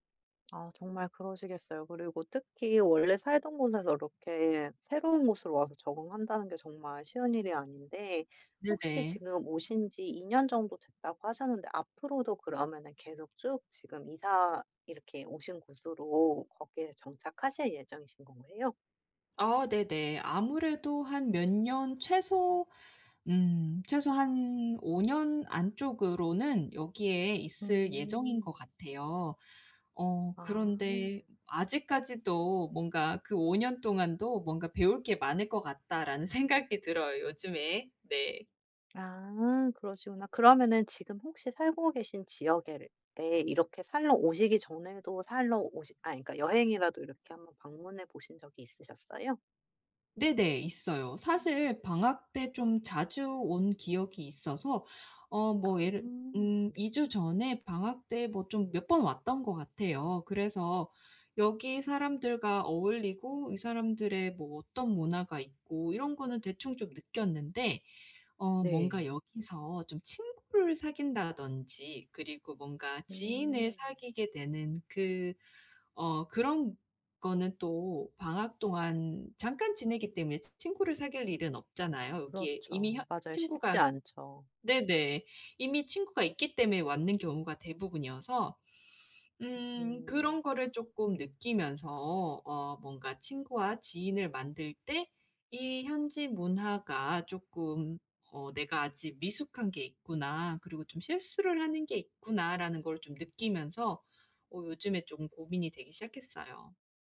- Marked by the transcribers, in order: other background noise
- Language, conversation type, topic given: Korean, advice, 현지 문화를 존중하며 민감하게 적응하려면 어떻게 해야 하나요?